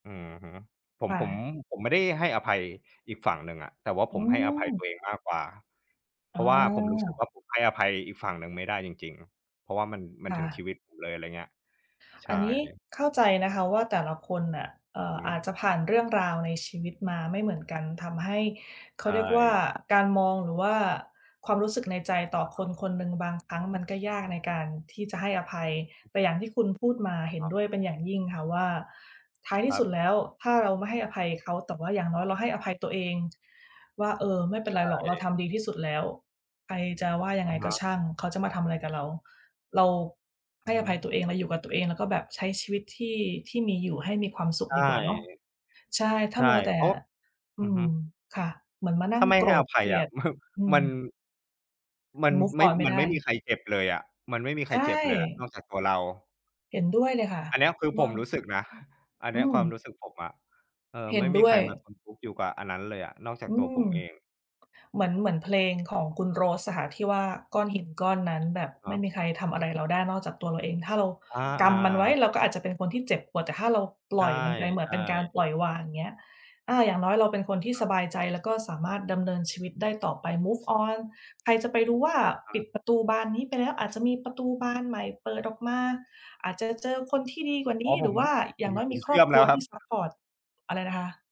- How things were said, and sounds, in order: chuckle; in English: "Move on"; in English: "move on"; laughing while speaking: "ผม"
- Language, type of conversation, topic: Thai, unstructured, คุณคิดว่าการให้อภัยส่งผลต่อชีวิตของเราอย่างไร?